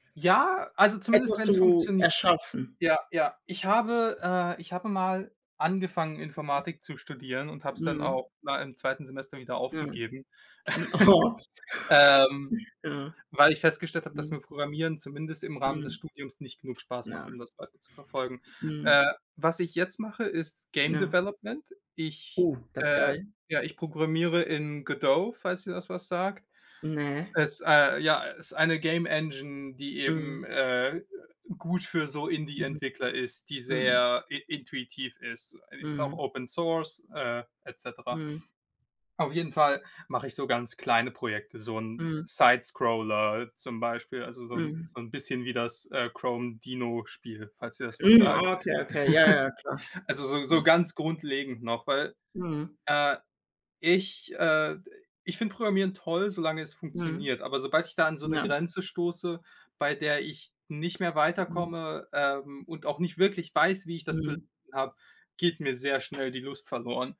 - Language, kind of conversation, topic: German, unstructured, Was ist das Schönste, das dir dein Hobby bisher gebracht hat?
- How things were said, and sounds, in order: other background noise; chuckle; other noise; in English: "Open Source"; chuckle; unintelligible speech